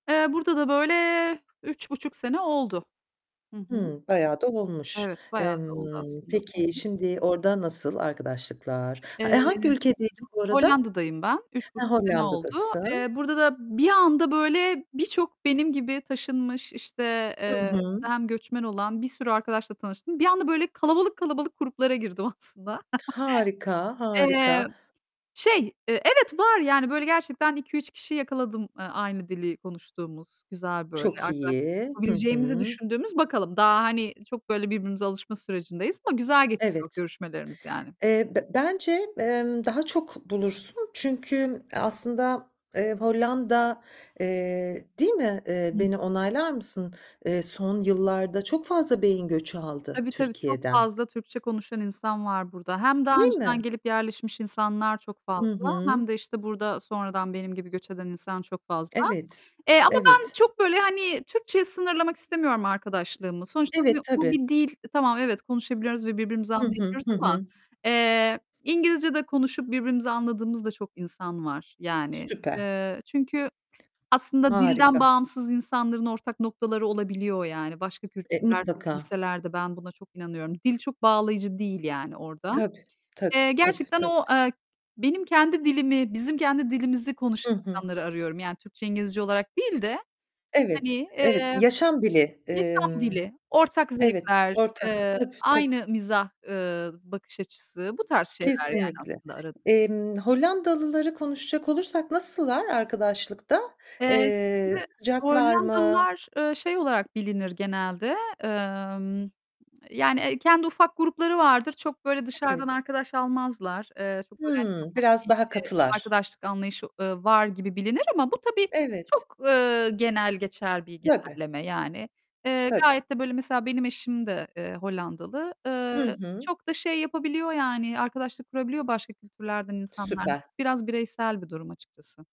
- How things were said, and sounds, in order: other background noise; distorted speech; laughing while speaking: "aslında"; chuckle; tapping; static
- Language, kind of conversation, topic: Turkish, podcast, Sence arkadaşlıkları uzun süre canlı tutmanın sırrı nedir?